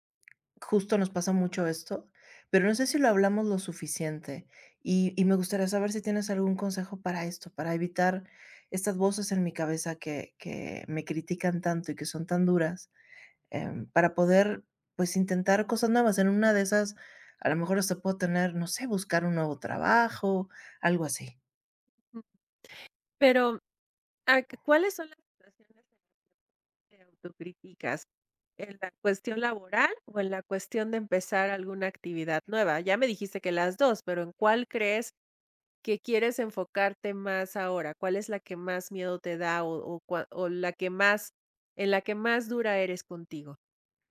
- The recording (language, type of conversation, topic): Spanish, advice, ¿Cómo puedo manejar mi autocrítica constante para atreverme a intentar cosas nuevas?
- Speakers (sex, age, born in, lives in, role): female, 45-49, Mexico, Mexico, user; female, 50-54, Mexico, Mexico, advisor
- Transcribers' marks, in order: other noise; unintelligible speech; other background noise